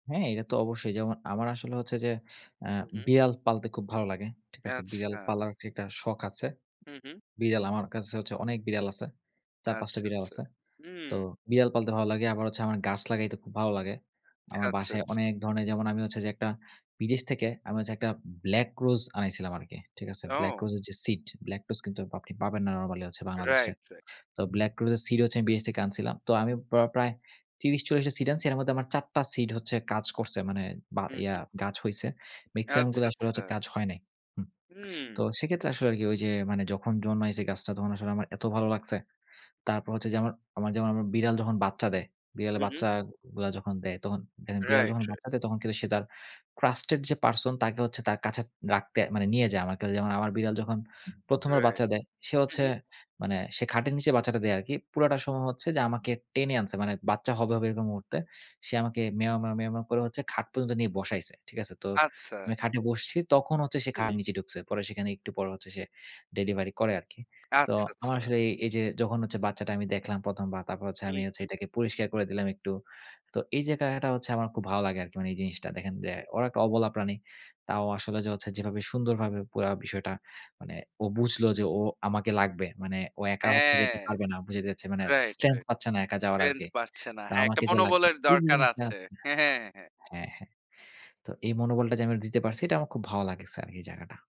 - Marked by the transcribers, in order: none
- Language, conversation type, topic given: Bengali, podcast, আপনার ছোট ছোট খুশির রীতিগুলো কী কী?